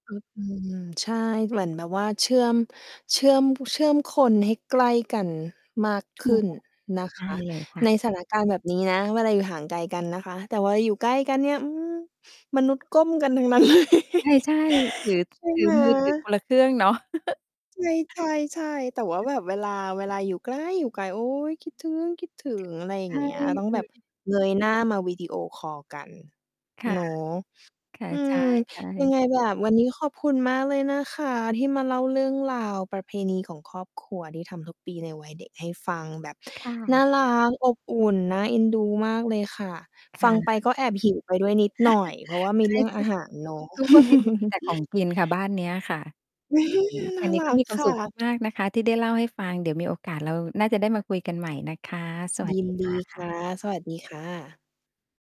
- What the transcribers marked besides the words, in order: distorted speech; mechanical hum; tapping; laughing while speaking: "เลย"; giggle; stressed: "ไกล"; stressed: "คิดถึง"; chuckle; chuckle
- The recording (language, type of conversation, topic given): Thai, podcast, ครอบครัวของคุณมีประเพณีที่ทำเป็นประจำทุกปีไหม แล้วช่วยเล่าให้ฟังหน่อยได้ไหม?